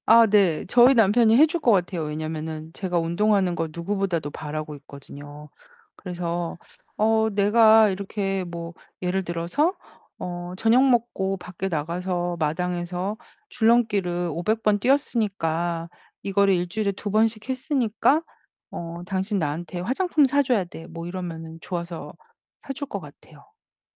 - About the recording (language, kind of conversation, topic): Korean, advice, 일상에서 작은 운동 습관을 어떻게 만들 수 있을까요?
- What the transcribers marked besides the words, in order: tapping; other background noise; static